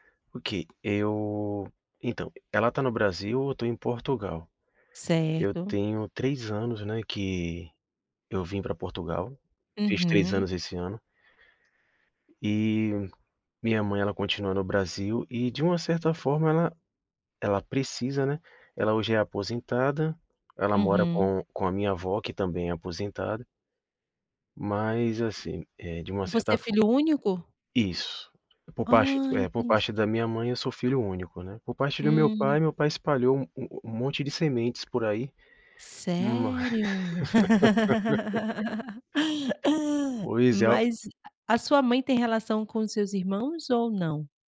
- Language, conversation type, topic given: Portuguese, advice, Como lidar com a pressão para ajudar financeiramente amigos ou familiares?
- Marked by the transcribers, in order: tapping; laugh; laughing while speaking: "ma"; laugh; other background noise